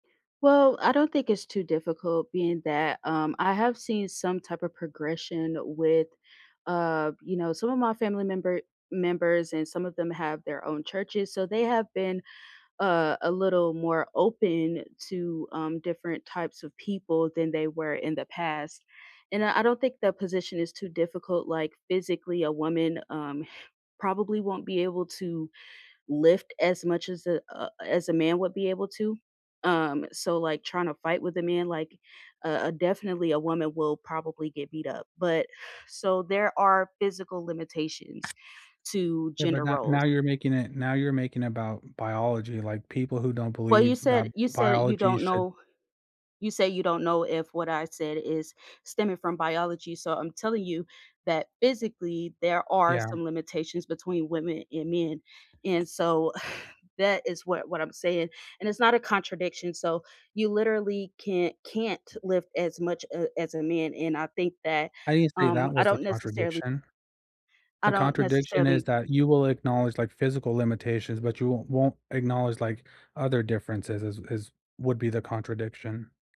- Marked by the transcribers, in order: other background noise; sigh; stressed: "can't"
- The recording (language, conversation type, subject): English, unstructured, Should you follow long-standing traditions or create new ones that better fit your life now?
- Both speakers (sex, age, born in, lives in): female, 30-34, United States, United States; male, 30-34, United States, United States